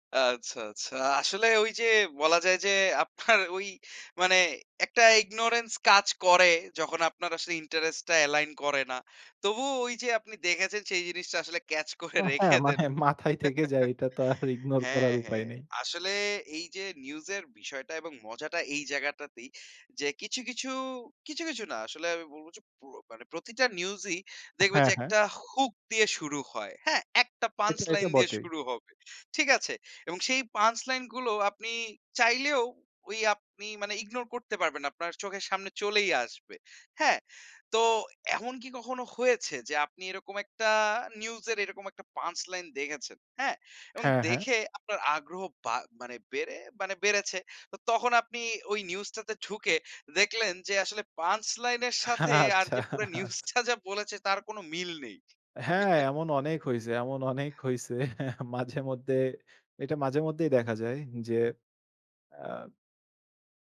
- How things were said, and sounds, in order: laughing while speaking: "আপনার ওই"; laughing while speaking: "করে রেখে দেন"; laughing while speaking: "মানে মাথায় থেকে যায়"; chuckle; other background noise; laughing while speaking: "আচ্ছা"; tapping; laughing while speaking: "নিউজ টা"; chuckle; chuckle
- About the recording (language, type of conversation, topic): Bengali, podcast, ফেক নিউজ চিনতে তুমি কী টিপস দাও?